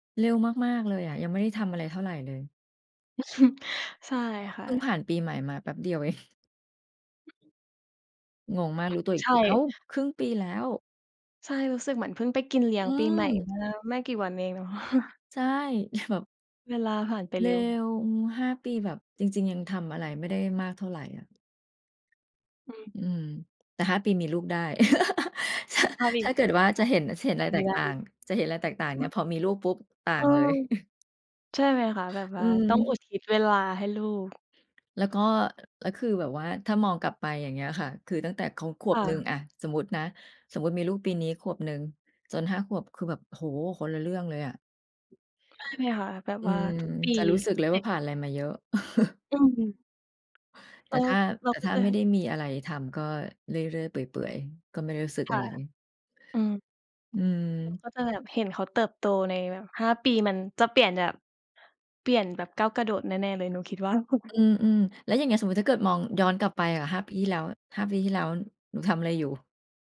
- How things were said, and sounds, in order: chuckle; laughing while speaking: "เอง"; other background noise; laughing while speaking: "เนาะ"; laughing while speaking: "แบบ"; laugh; chuckle; tapping; unintelligible speech; chuckle; chuckle
- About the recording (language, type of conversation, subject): Thai, unstructured, คุณอยากเห็นตัวเองในอีก 5 ปีข้างหน้าเป็นอย่างไร?